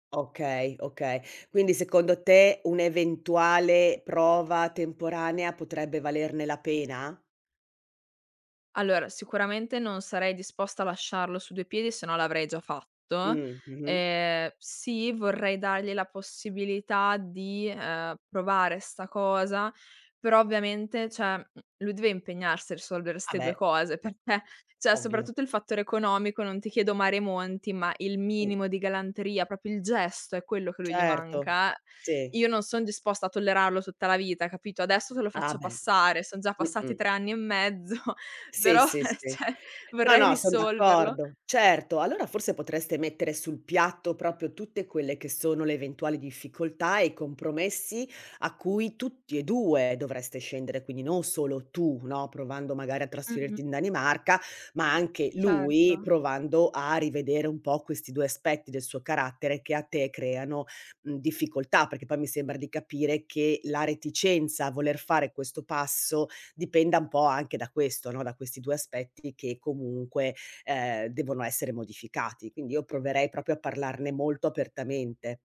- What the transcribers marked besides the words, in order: "cioè" said as "ceh"; "cioè" said as "ceh"; "proprio" said as "propio"; laughing while speaking: "mezzo, però, eh, ceh"; "cioè" said as "ceh"; "proprio" said as "propio"
- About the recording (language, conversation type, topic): Italian, advice, Dovrei accettare un trasferimento all’estero con il mio partner o rimanere dove sono?
- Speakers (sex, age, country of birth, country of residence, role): female, 20-24, Italy, Italy, user; female, 55-59, Italy, Italy, advisor